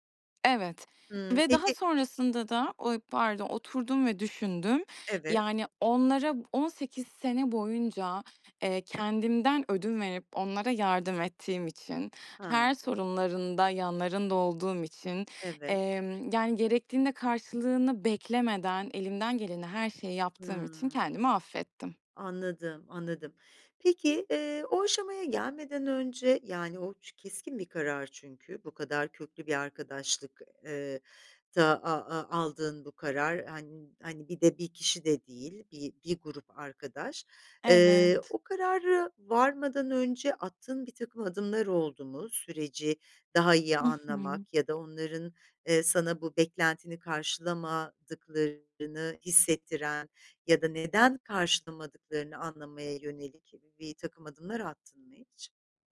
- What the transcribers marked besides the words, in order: tapping
- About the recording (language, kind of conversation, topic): Turkish, podcast, Affetmek senin için ne anlama geliyor?